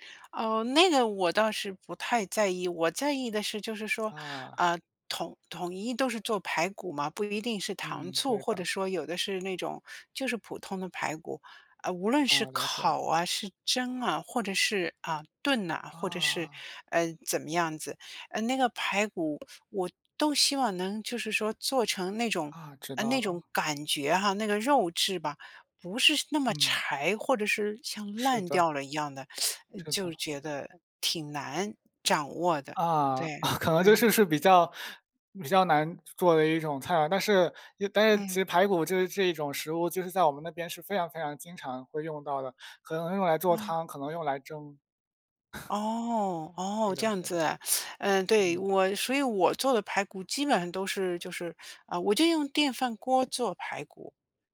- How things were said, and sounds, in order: other background noise; teeth sucking; chuckle; chuckle; teeth sucking; teeth sucking; tapping
- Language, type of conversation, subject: Chinese, unstructured, 你最喜欢的家常菜是什么？